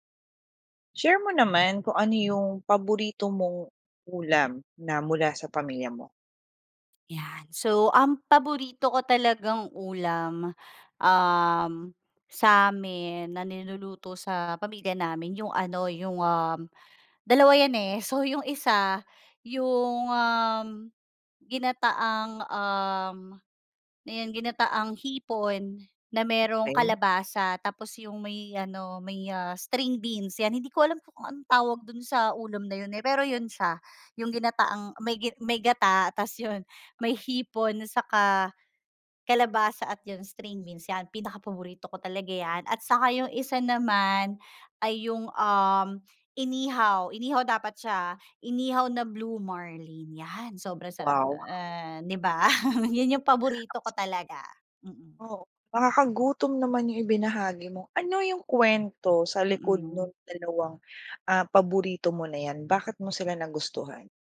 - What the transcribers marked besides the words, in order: laugh; sneeze
- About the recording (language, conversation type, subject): Filipino, podcast, Ano ang kuwento sa likod ng paborito mong ulam sa pamilya?